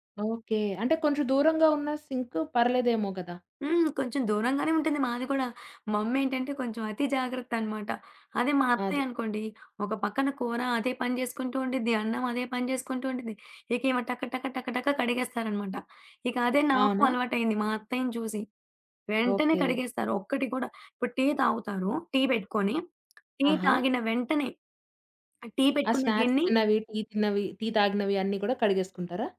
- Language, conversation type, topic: Telugu, podcast, 10 నిమిషాల్లో రోజూ ఇల్లు సర్దేసేందుకు మీ చిట్కా ఏమిటి?
- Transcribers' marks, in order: other background noise; tapping; in English: "స్నాక్స్"